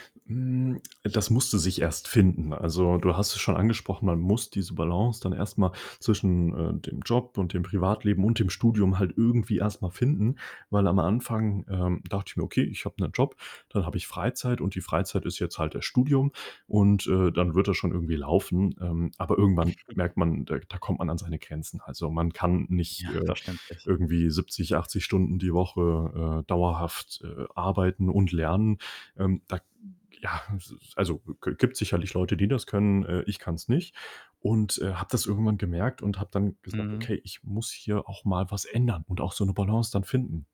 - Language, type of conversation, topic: German, podcast, Wie findest du die richtige Balance zwischen Job und Privatleben?
- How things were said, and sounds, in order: other background noise; chuckle